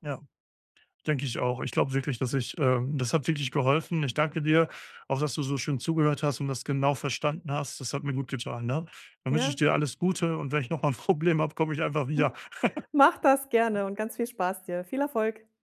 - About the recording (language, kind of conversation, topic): German, advice, Wie kann ich mehr Geld für Erlebnisse statt für Dinge ausgeben?
- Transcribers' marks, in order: laughing while speaking: "'n Problem"; other noise; giggle; other background noise